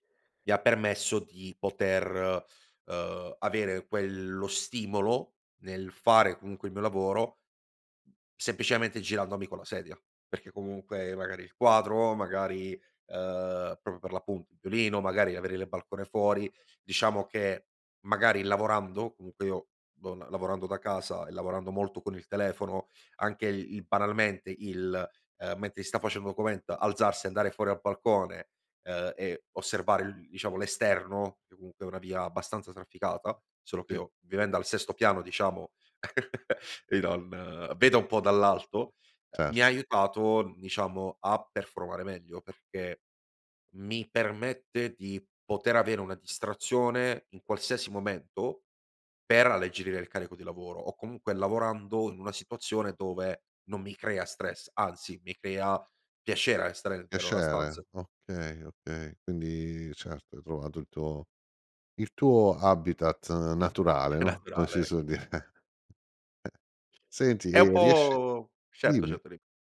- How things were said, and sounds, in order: other background noise; "proprio" said as "propo"; unintelligible speech; chuckle; tapping; laughing while speaking: "È naturale"; laughing while speaking: "dire"; unintelligible speech
- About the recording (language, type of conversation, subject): Italian, podcast, Raccontami del tuo angolo preferito di casa, com'è e perché?